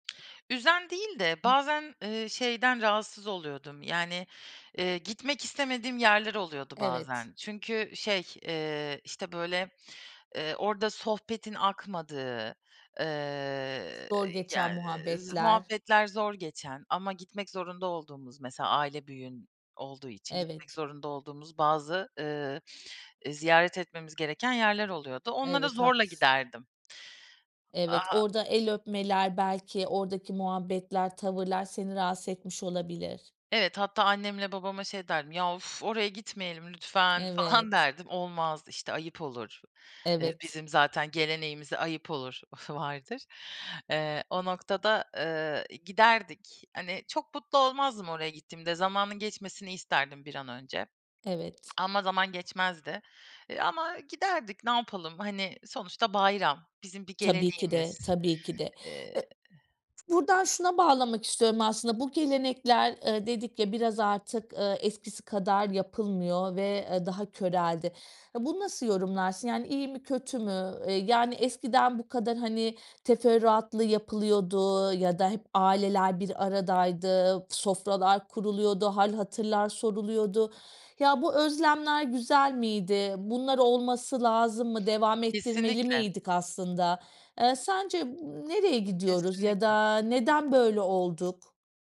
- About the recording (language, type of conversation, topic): Turkish, podcast, Bayramları evinizde nasıl geçirirsiniz?
- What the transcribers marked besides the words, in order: lip smack; other background noise; laughing while speaking: "falan"